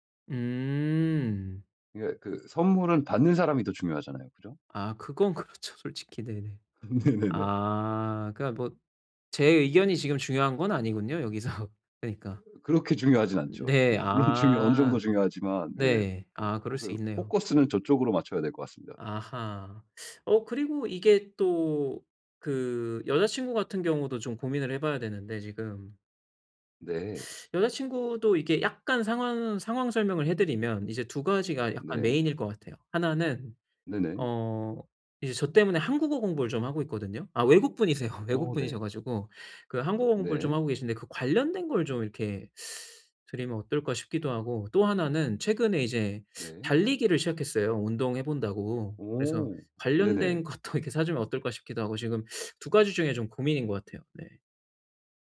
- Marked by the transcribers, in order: laughing while speaking: "그렇죠"; laughing while speaking: "네네네"; laughing while speaking: "여기서"; laughing while speaking: "물론 중요"; laughing while speaking: "외국분이세요"; tapping; laughing while speaking: "것도"; other background noise
- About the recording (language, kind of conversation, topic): Korean, advice, 누군가에게 줄 선물을 고를 때 무엇을 먼저 고려해야 하나요?